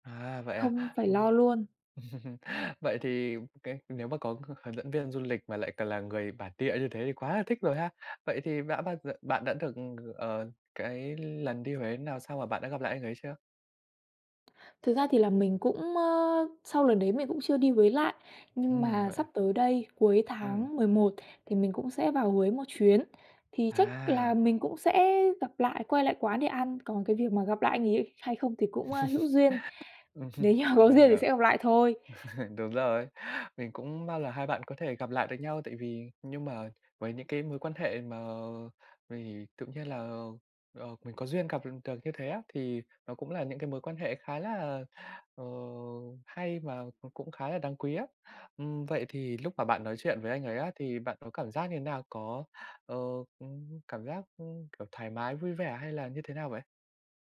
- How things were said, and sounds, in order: laugh; other background noise; tapping; laugh; laughing while speaking: "như mà"
- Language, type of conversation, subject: Vietnamese, podcast, Bạn đã từng gặp một người lạ khiến chuyến đi của bạn trở nên đáng nhớ chưa?
- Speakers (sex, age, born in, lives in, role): female, 20-24, Vietnam, Vietnam, guest; male, 20-24, Vietnam, Vietnam, host